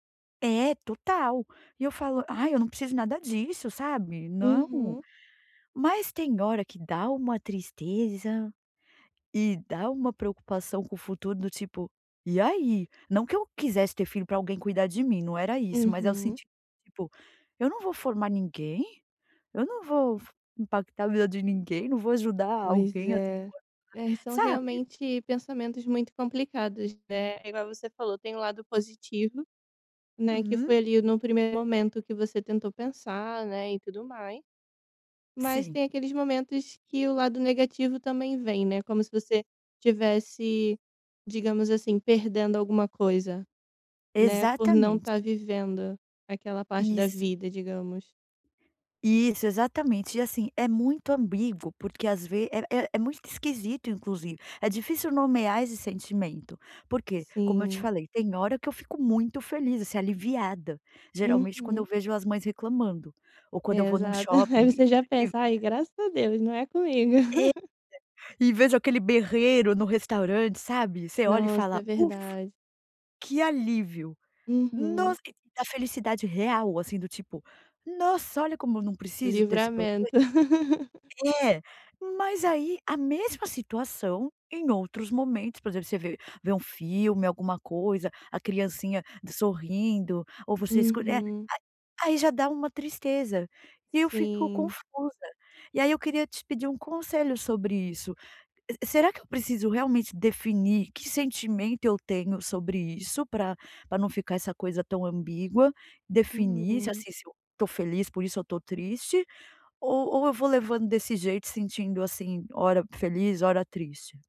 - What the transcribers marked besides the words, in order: other background noise; tapping; chuckle; laugh
- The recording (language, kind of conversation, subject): Portuguese, advice, Como posso identificar e nomear sentimentos ambíguos e mistos que surgem em mim?